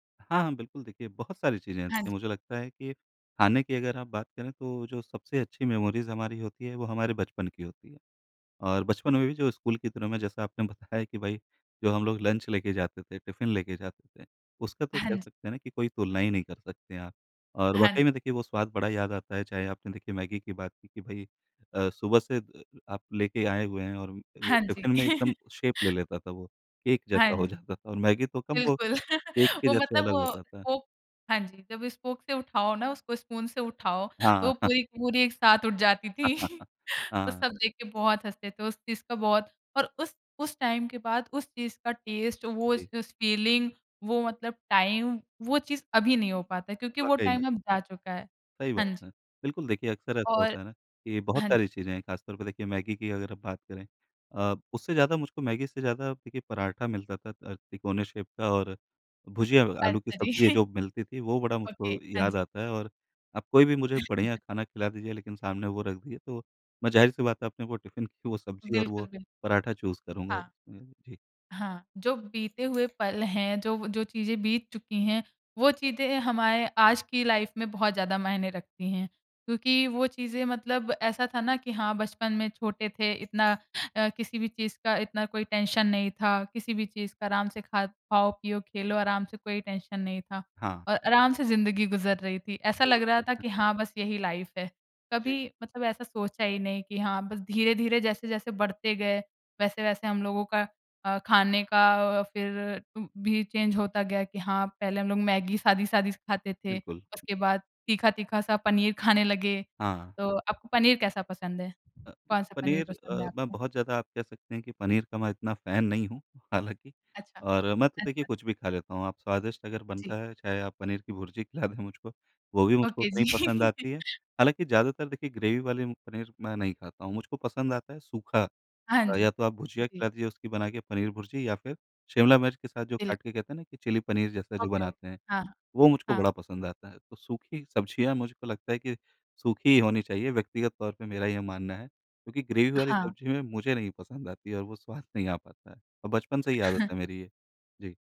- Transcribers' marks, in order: tapping; in English: "मेमोरीज़"; in English: "लंच"; in English: "टिफिन"; in English: "टिफिन"; laugh; in English: "शेप"; laugh; in English: "स्पून"; chuckle; in English: "टाइम"; in English: "टेस्ट"; in English: "फीलिंग"; in English: "टाइम"; in English: "टाइम"; in English: "शेप"; laughing while speaking: "जी"; in English: "ओके"; chuckle; in English: "टिफिन"; in English: "चूज़"; in English: "लाइफ"; in English: "टेंशन"; in English: "टेंशन"; unintelligible speech; chuckle; in English: "लाइफ"; in English: "चेंज"; in English: "फैन"; laughing while speaking: "खिला दें"; in English: "ओके"; laugh; in English: "ग्रेवी"; in English: "ओके, ओके"; in English: "ग्रेवी"; chuckle
- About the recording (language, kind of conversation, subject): Hindi, podcast, आपकी सबसे यादगार स्वाद की खोज कौन सी रही?